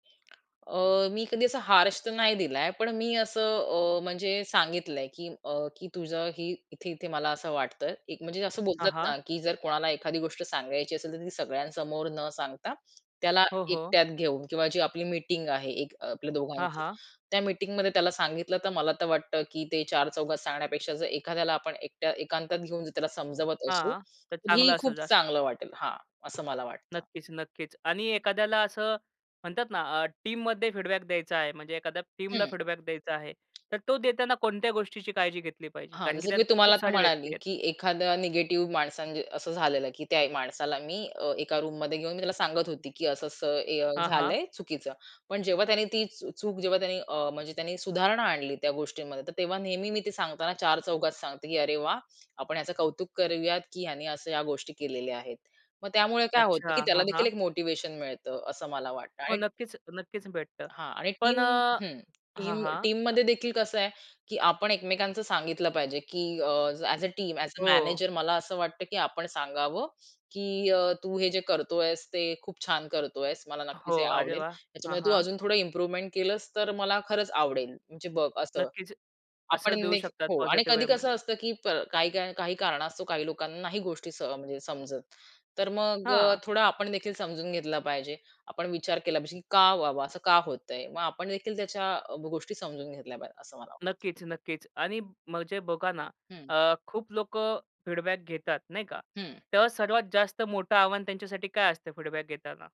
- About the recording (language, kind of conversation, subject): Marathi, podcast, अभिप्राय प्रभावीपणे कसा द्यावा आणि कसा स्वीकारावा?
- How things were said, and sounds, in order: other noise; other background noise; tapping; in English: "टीममध्ये फीडबॅक"; in English: "टीमला फीडबॅक"; in English: "रूममध्ये"; in English: "टीम"; in English: "टीम टीममध्ये"; in English: "ॲज अ टीम, ॲज अ"; in English: "इम्प्रूव्हमेंट"; in English: "फीडबॅक"; in English: "फीडबॅक"